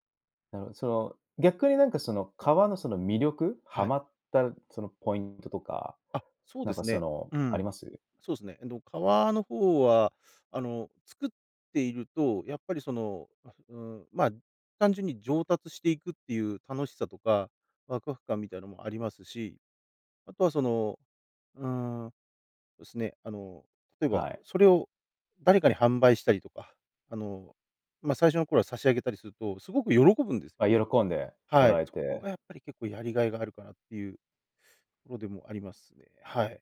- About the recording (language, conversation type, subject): Japanese, podcast, 最近、ワクワクした学びは何ですか？
- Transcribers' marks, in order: none